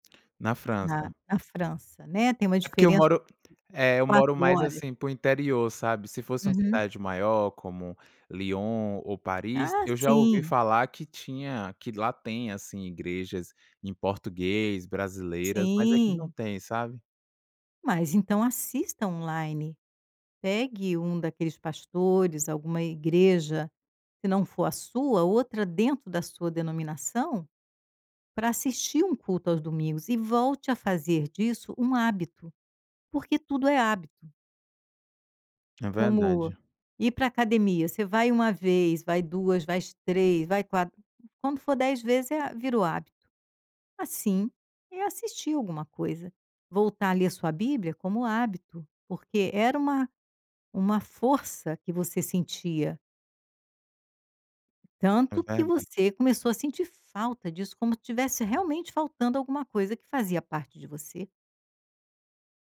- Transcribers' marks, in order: tapping
- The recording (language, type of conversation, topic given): Portuguese, advice, Como a perda de fé ou uma crise espiritual está afetando o sentido da sua vida?